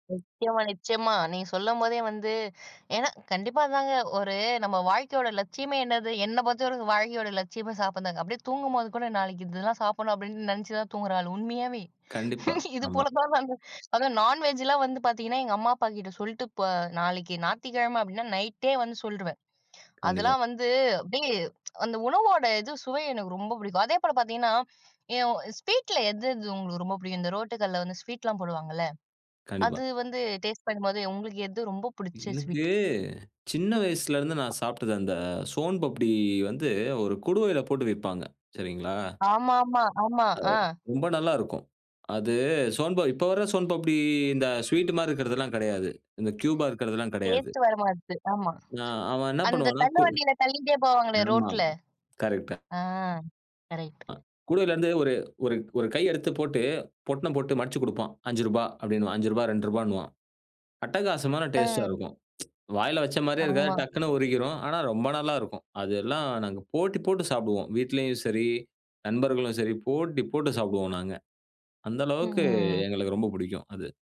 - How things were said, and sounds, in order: laugh; tsk; tapping; other background noise; in English: "கியூபா"; tsk
- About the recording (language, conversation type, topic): Tamil, podcast, பழைய ஊரின் சாலை உணவு சுவை நினைவுகள்